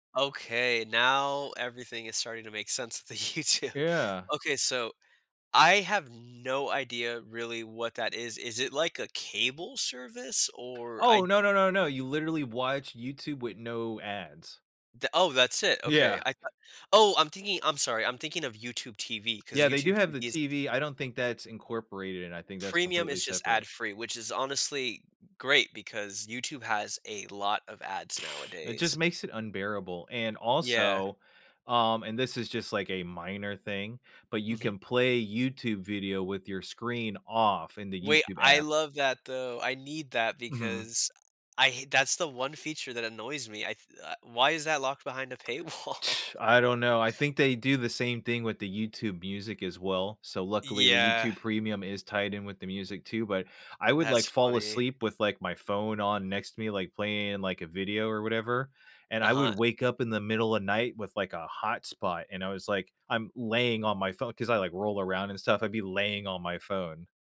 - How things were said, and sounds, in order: laughing while speaking: "to YouTube"; lip trill; laughing while speaking: "paywall?"; tsk
- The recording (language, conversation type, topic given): English, unstructured, How do I balance watching a comfort favorite and trying something new?